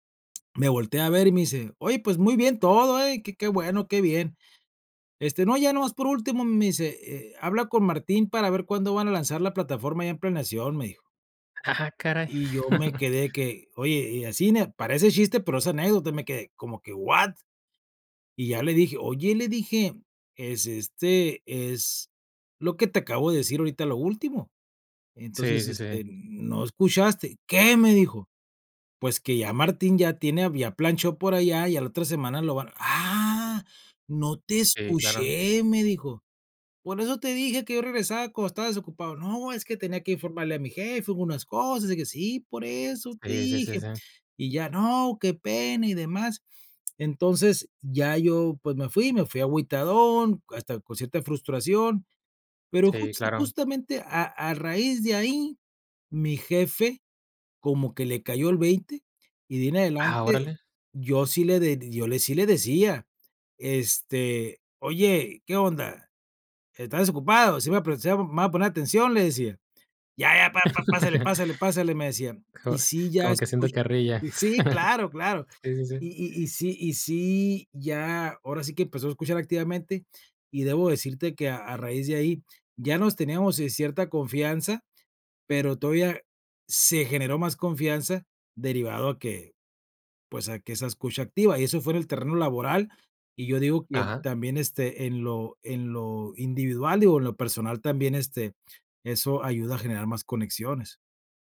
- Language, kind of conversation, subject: Spanish, podcast, ¿Cómo ayuda la escucha activa a generar confianza?
- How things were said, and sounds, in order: chuckle; laugh; chuckle